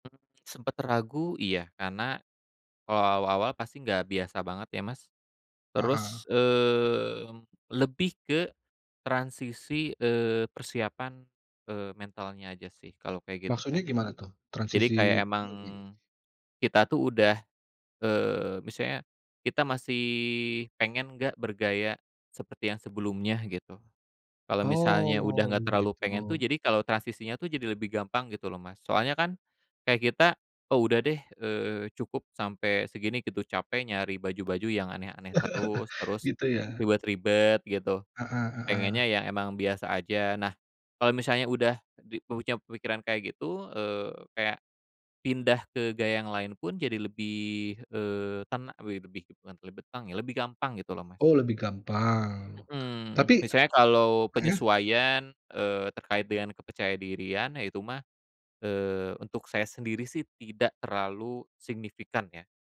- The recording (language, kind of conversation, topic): Indonesian, podcast, Bagaimana kamu menemukan inspirasi untuk gaya baru?
- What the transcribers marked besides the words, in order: unintelligible speech; chuckle; "mempunyai" said as "mempuca"